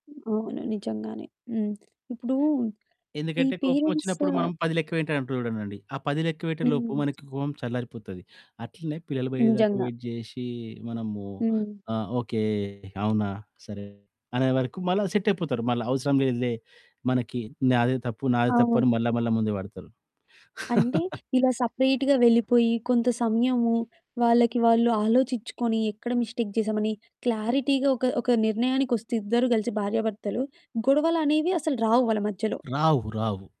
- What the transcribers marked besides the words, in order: other background noise; in English: "పేరెంట్స్"; "ఉంటానండి" said as "ఉడానండి"; in English: "వెయిట్"; distorted speech; laugh; in English: "సెపరేట్‌గా"; in English: "మిస్టేక్"; in English: "క్లారిటీగా"
- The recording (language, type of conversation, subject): Telugu, podcast, పిల్లల ముందు గొడవలు జరగకుండా మనం ఎలా జాగ్రత్తపడాలి?